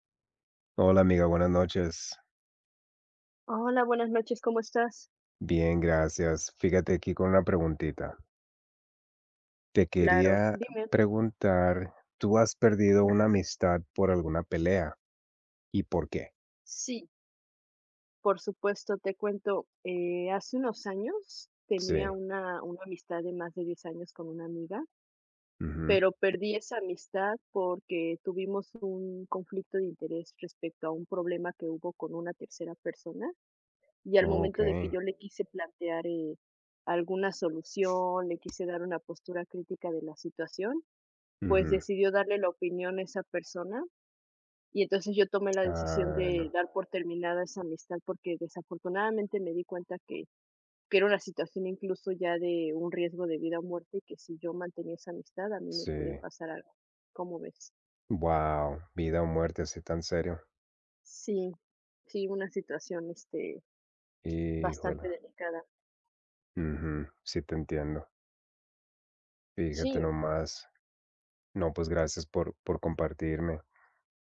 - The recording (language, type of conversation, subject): Spanish, unstructured, ¿Has perdido una amistad por una pelea y por qué?
- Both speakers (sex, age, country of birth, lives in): male, 40-44, United States, United States; other, 30-34, Mexico, Mexico
- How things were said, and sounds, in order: other background noise; tapping